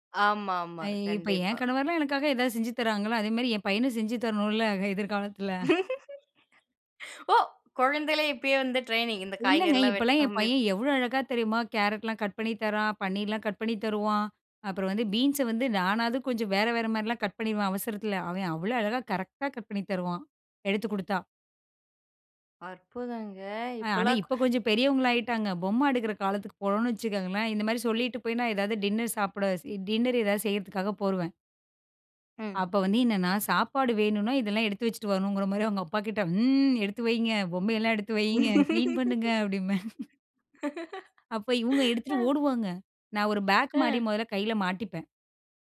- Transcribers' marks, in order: laughing while speaking: "என் பையனும் செஞ்சு தரணுல எதிர்காலத்தில"; laugh; other background noise; surprised: "அற்புதங்க"; "போயிருவேன்" said as "போருவேன்"; laugh; chuckle
- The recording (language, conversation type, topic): Tamil, podcast, குழந்தைகள் தங்கள் உடைகள் மற்றும் பொம்மைகளை ஒழுங்காக வைத்துக்கொள்ளும் பழக்கத்தை நீங்கள் எப்படி கற்றுக்கொடுக்கிறீர்கள்?